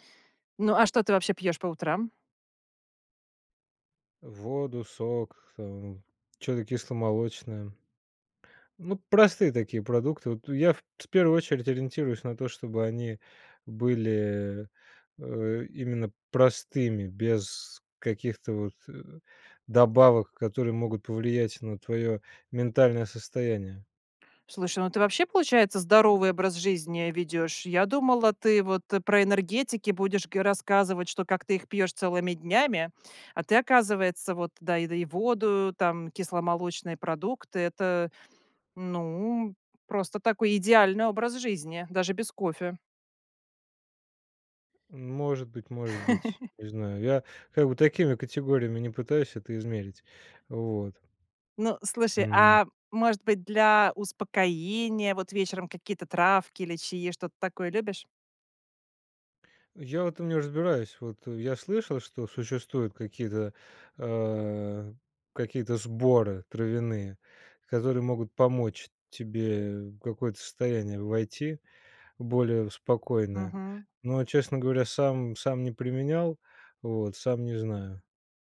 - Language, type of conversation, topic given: Russian, podcast, Какие напитки помогают или мешают тебе спать?
- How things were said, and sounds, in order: tapping; chuckle